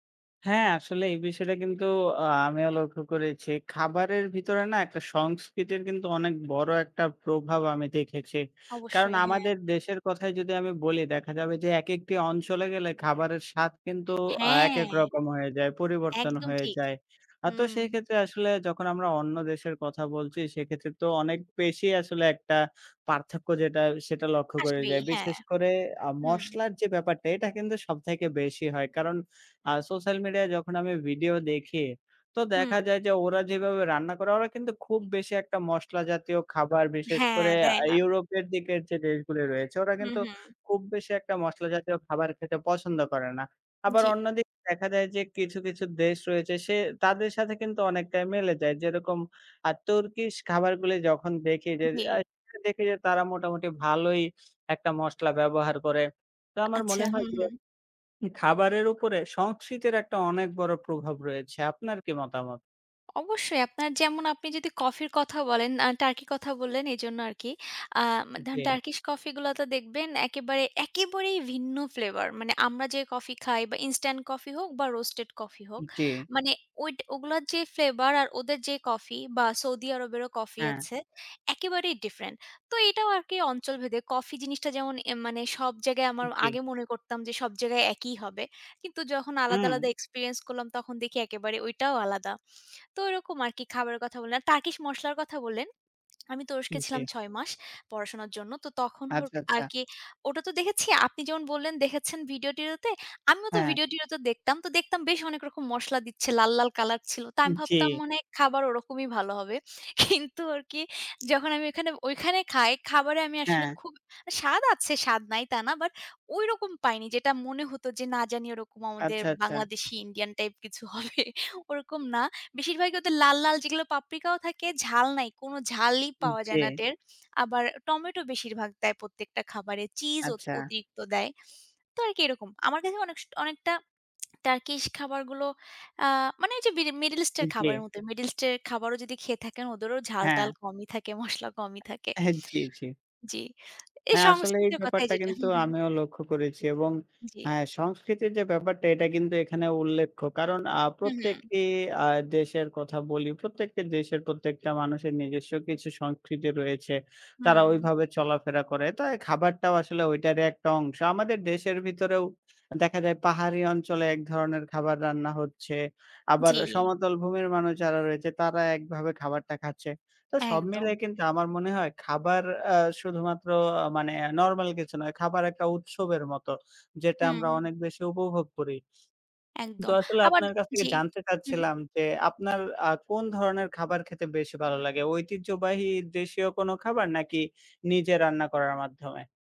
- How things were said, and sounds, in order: tapping; other background noise; swallow; "হোক" said as "হোরক"; laughing while speaking: "কিন্তু"; laughing while speaking: "হবে"; lip smack; laughing while speaking: "মসলা"
- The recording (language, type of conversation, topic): Bengali, unstructured, বিভিন্ন দেশের খাবারের মধ্যে আপনার কাছে সবচেয়ে বড় পার্থক্যটা কী বলে মনে হয়?